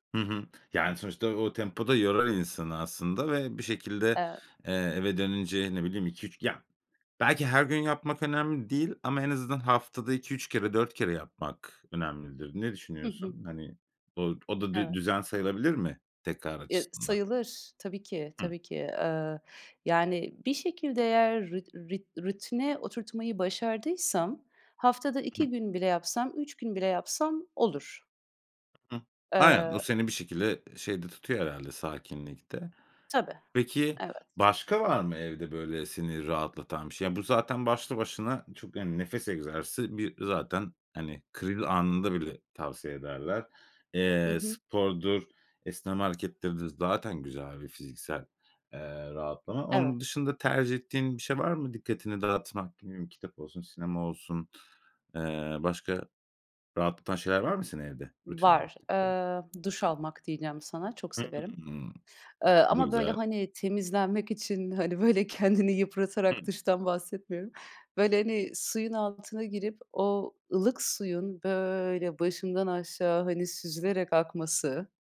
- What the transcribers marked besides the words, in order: other noise; "kriz" said as "kıril"; other background noise; unintelligible speech; unintelligible speech; laughing while speaking: "hani böyle"; drawn out: "böyle"
- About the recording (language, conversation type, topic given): Turkish, podcast, Evde sakinleşmek için uyguladığın küçük ritüeller nelerdir?